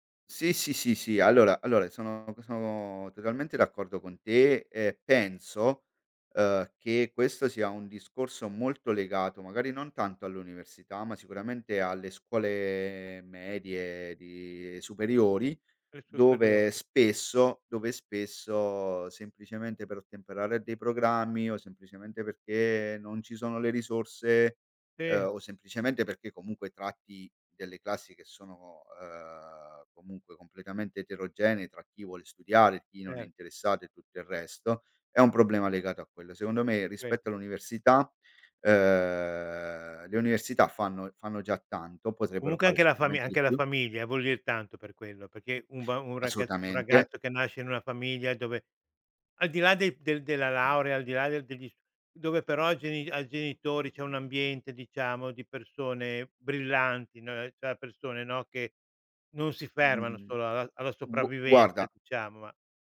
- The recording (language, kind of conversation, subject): Italian, podcast, Cosa ti motiva a continuare a studiare?
- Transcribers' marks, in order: none